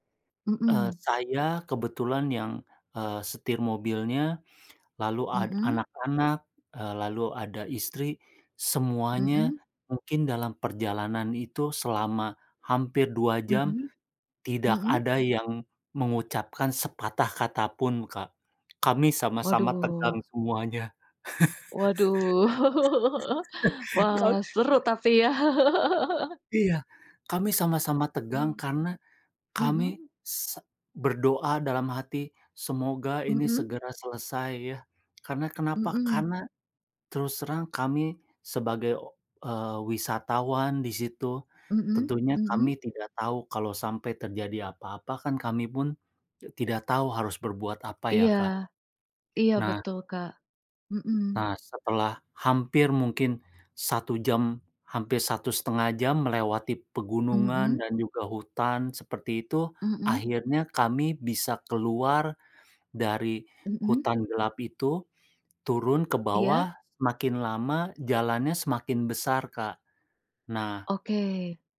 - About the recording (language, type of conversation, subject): Indonesian, unstructured, Apa destinasi liburan favoritmu, dan mengapa kamu menyukainya?
- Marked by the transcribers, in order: tapping; chuckle; chuckle